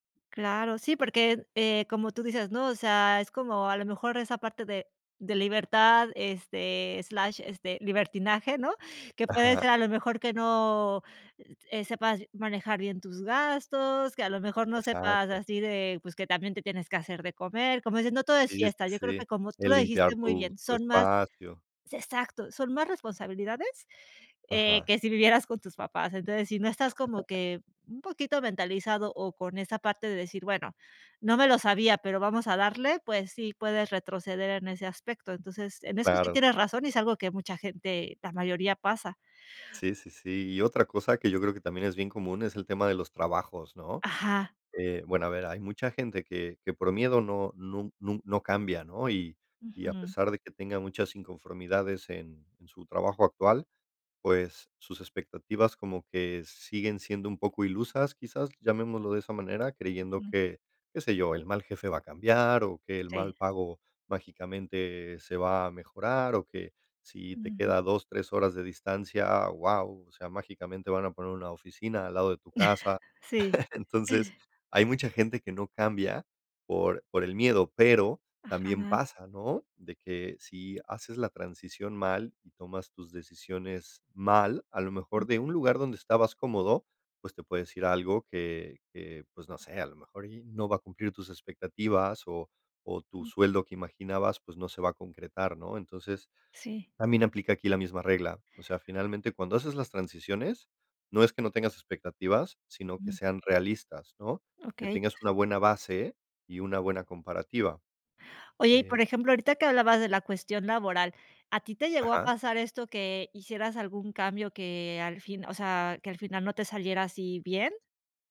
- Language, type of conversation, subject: Spanish, podcast, ¿Qué errores cometiste al empezar la transición y qué aprendiste?
- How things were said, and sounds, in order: chuckle; scoff; chuckle